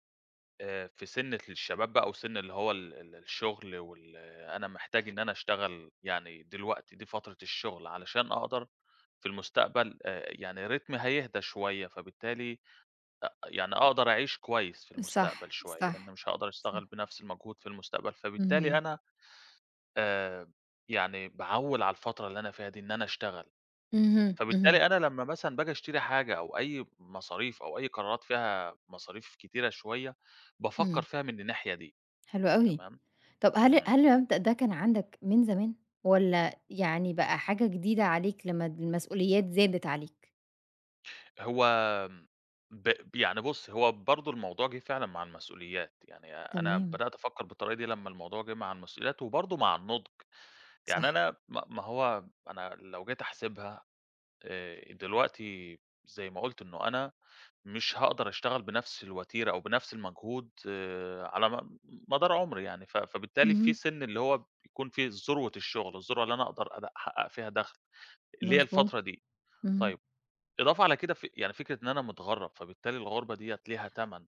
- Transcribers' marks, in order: in English: "ريتمي"
- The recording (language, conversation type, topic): Arabic, podcast, إزاي بتقرر بين راحة دلوقتي ومصلحة المستقبل؟